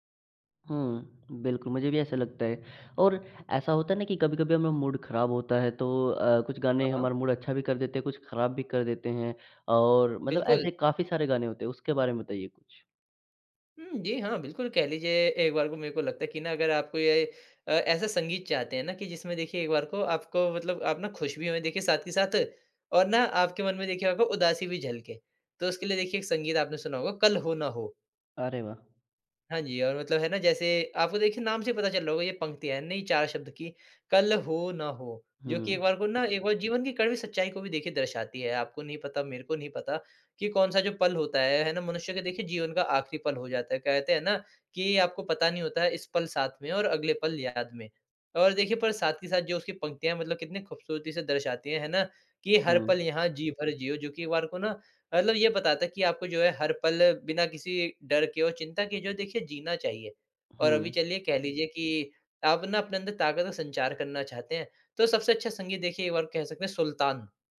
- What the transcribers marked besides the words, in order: in English: "मूड"; in English: "मूड"
- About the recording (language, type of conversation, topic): Hindi, podcast, तुम्हारी संगीत पहचान कैसे बनती है, बताओ न?